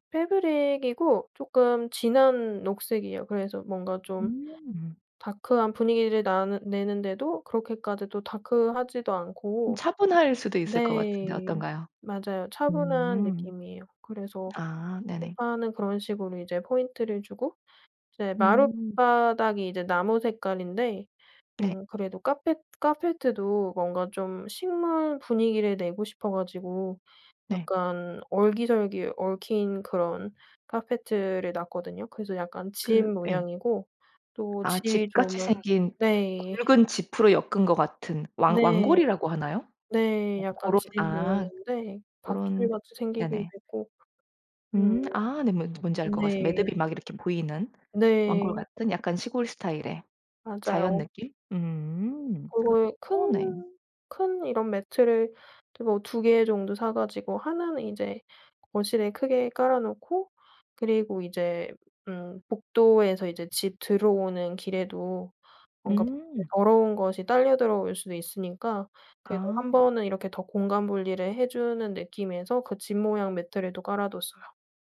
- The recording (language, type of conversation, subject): Korean, podcast, 집을 더 아늑하게 만들기 위해 실천하는 작은 습관이 있나요?
- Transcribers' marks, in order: other background noise; "카펫" said as "까펫"; tapping; "카페트" said as "까페트"